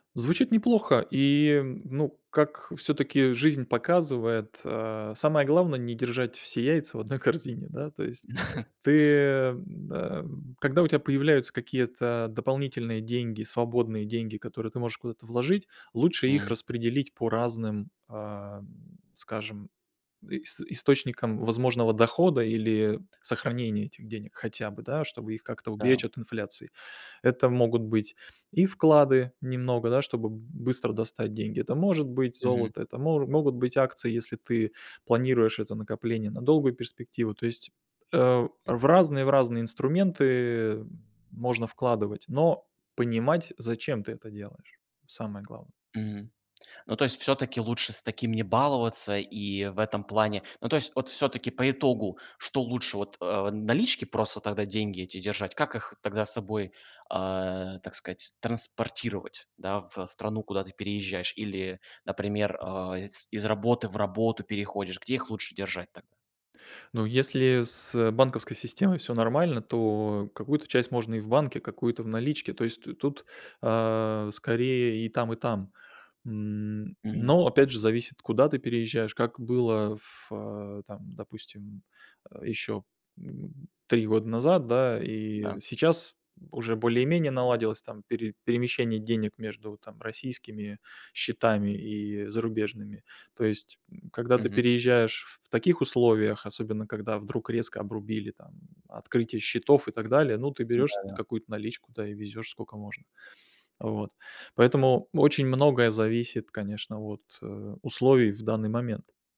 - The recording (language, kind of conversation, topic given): Russian, podcast, Как минимизировать финансовые риски при переходе?
- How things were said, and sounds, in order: other background noise; chuckle